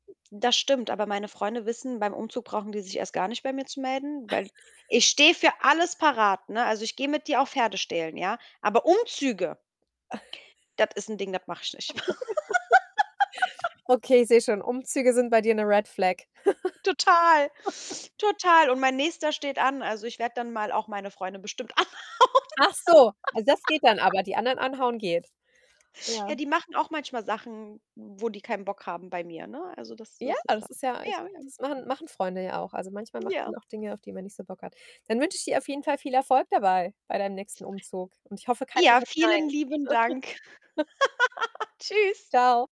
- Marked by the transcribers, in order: other background noise; snort; unintelligible speech; snort; laugh; in English: "Red Flag"; laugh; distorted speech; laughing while speaking: "anhauen"; laugh; laugh
- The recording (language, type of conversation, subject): German, podcast, Wie würdest du selbstbewusst Nein sagen, ohne unhöflich zu wirken?